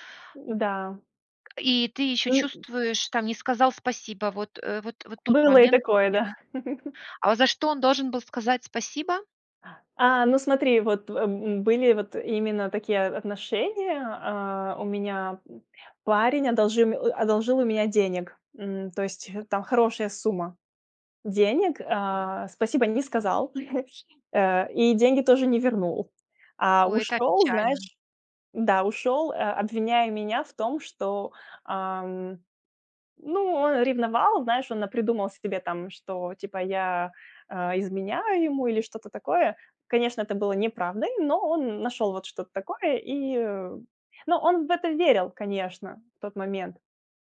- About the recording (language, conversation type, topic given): Russian, advice, С чего начать, если я боюсь осваивать новый навык из-за возможной неудачи?
- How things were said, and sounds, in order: other background noise; tapping; chuckle; sneeze